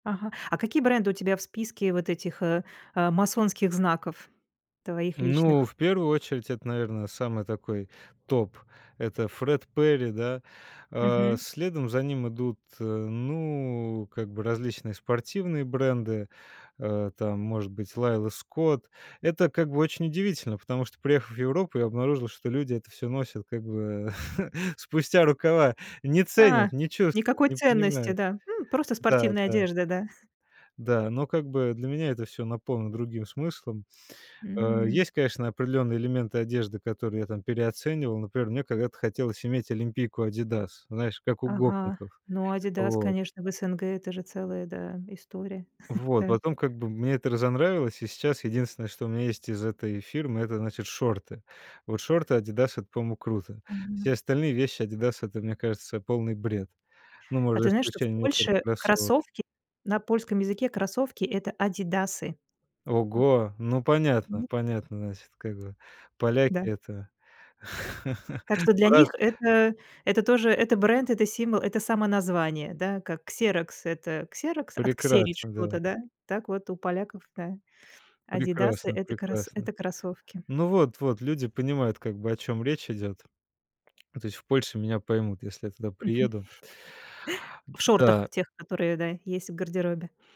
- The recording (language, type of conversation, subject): Russian, podcast, Что помогает создать персональный стиль при ограниченном бюджете?
- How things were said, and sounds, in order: tapping; chuckle; chuckle; chuckle; in Polish: "adidasy?"; other background noise; chuckle; chuckle